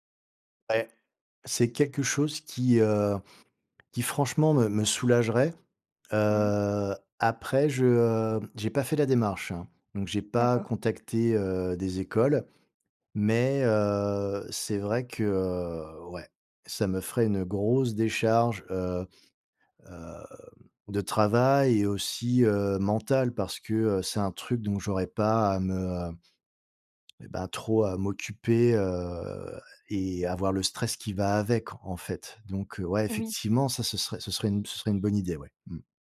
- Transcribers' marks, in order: drawn out: "Heu"; tapping; drawn out: "heu"
- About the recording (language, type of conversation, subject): French, advice, Comment gérer la croissance de mon entreprise sans trop de stress ?